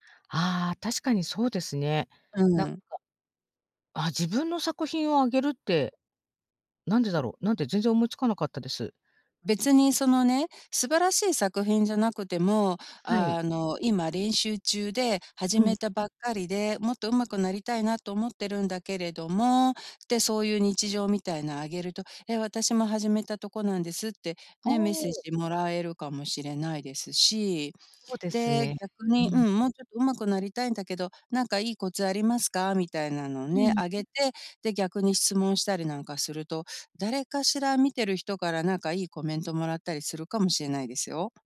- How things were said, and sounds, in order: other background noise
- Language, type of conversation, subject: Japanese, advice, 他人と比べるのをやめて視野を広げるには、どうすればよいですか？